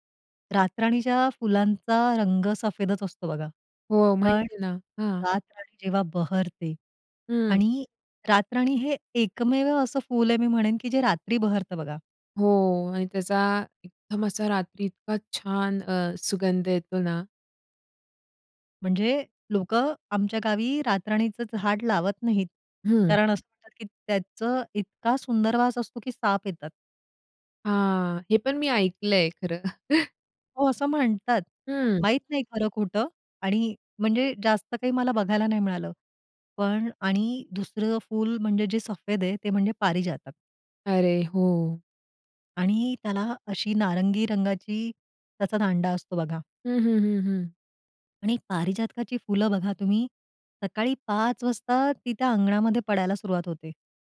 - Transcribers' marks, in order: other background noise; chuckle; other noise
- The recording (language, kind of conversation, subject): Marathi, podcast, वसंताचा सुवास आणि फुलं तुला कशी भावतात?